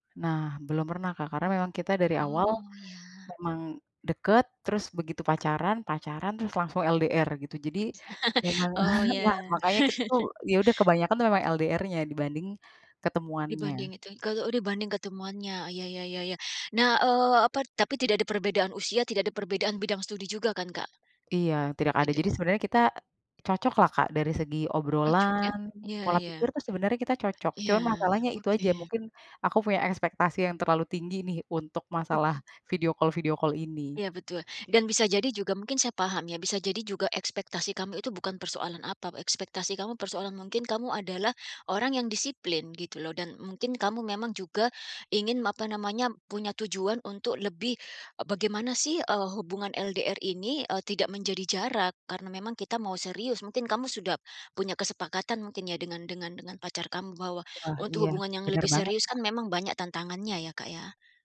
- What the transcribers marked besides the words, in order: chuckle; chuckle; in English: "video call video call"
- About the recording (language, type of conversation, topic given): Indonesian, advice, Bagaimana cara mengendalikan emosi saat saya sering marah-marah kecil kepada pasangan lalu menyesal?